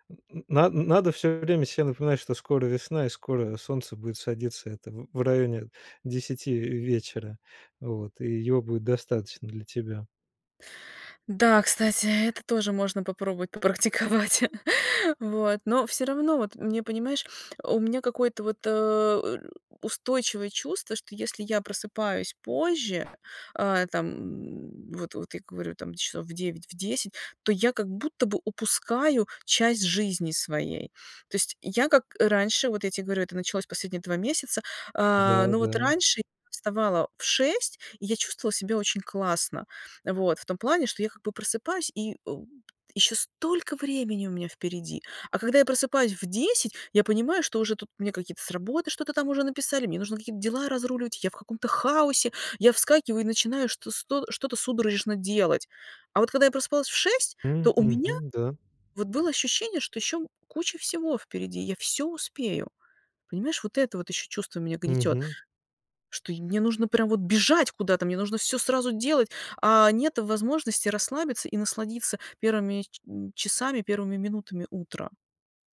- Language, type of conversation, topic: Russian, advice, Почему у меня проблемы со сном и почему не получается придерживаться режима?
- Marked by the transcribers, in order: laughing while speaking: "попрактиковать"; tapping